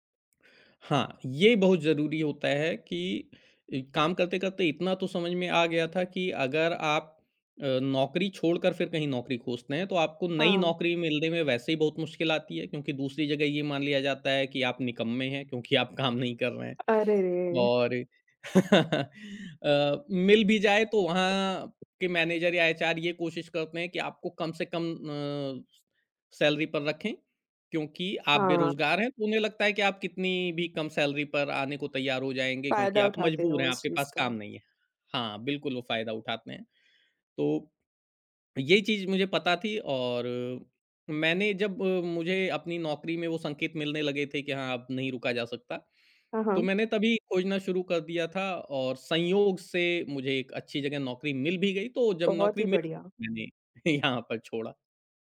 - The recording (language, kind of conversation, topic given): Hindi, podcast, नौकरी छोड़ने का सही समय आप कैसे पहचानते हैं?
- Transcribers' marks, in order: tapping; other noise; other background noise; laughing while speaking: "आप काम नहीं कर रहे हैं"; chuckle; in English: "मैनेजर"; in English: "स सैलरी"; in English: "सैलरी"; chuckle; laughing while speaking: "यहाँ पर छोड़ा"